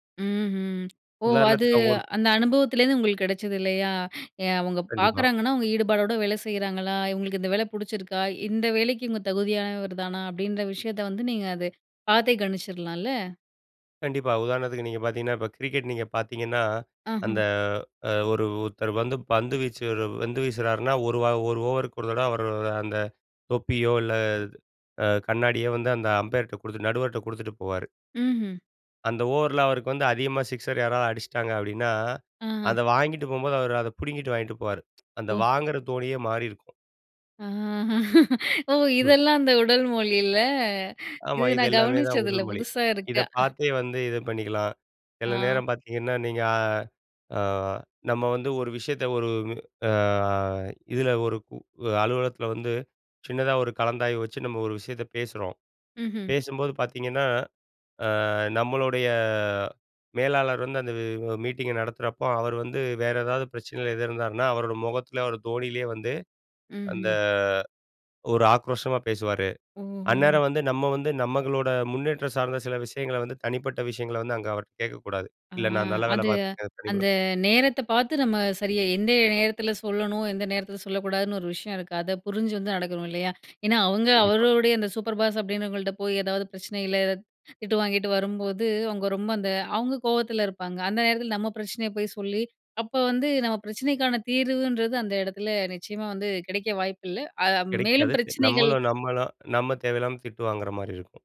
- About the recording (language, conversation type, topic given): Tamil, podcast, மற்றவரின் உணர்வுகளை நீங்கள் எப்படிப் புரிந்துகொள்கிறீர்கள்?
- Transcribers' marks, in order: inhale; tsk; laughing while speaking: "ஓ! இதெல்லாம் அந்த உடல் மொழியில. இது நான் கவனிச்சது இல்ல, புதுசா இருக்க"; inhale; drawn out: "ஆ"; in English: "மீட்டிங்கை"; "நமக்களோட" said as "நம்மளோட"; unintelligible speech; inhale; in English: "சூப்பர் பாஸ்"; inhale